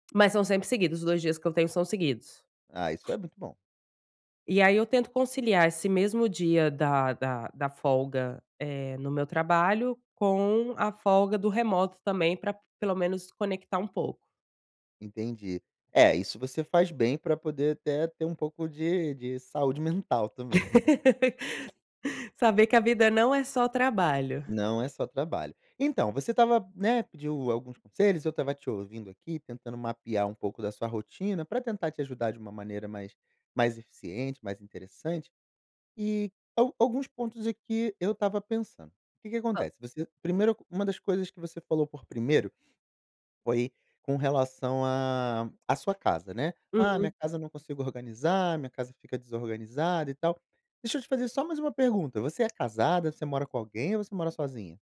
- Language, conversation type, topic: Portuguese, advice, Como posso lidar com a sobrecarga de tarefas e a falta de tempo para trabalho concentrado?
- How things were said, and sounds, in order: tapping; laugh; other background noise